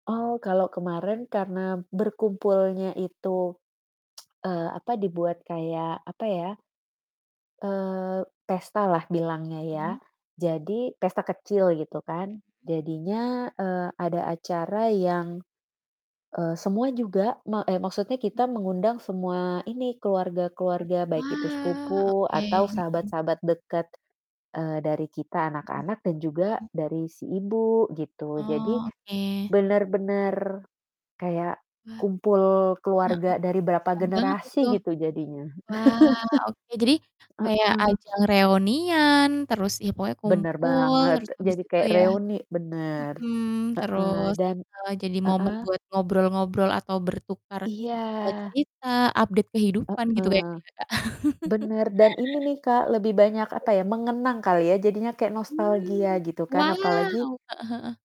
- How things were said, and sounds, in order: static; tsk; other background noise; distorted speech; chuckle; sniff; tapping; in English: "update"; laugh; unintelligible speech
- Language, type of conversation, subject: Indonesian, unstructured, Bagaimana kamu biasanya merayakan momen spesial bersama keluarga?